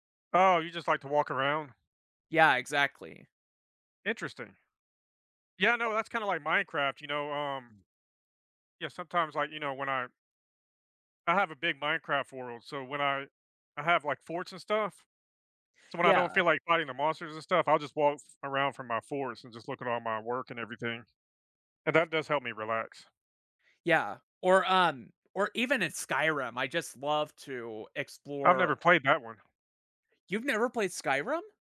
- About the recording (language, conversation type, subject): English, unstructured, What helps you recharge when life gets overwhelming?
- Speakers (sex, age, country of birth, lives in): male, 20-24, United States, United States; male, 50-54, United States, United States
- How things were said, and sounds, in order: other background noise